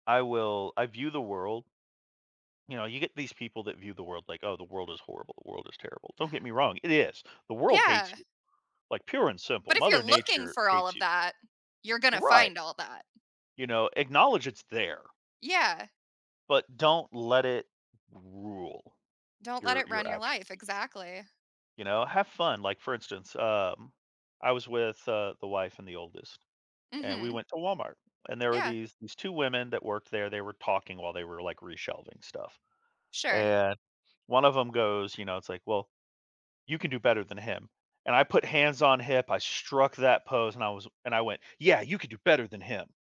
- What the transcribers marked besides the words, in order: other background noise; put-on voice: "Yeah, you could do better than him"
- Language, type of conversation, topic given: English, unstructured, How has a new perspective or lesson shaped your outlook on life?
- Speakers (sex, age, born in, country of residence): female, 35-39, United States, United States; male, 40-44, United States, United States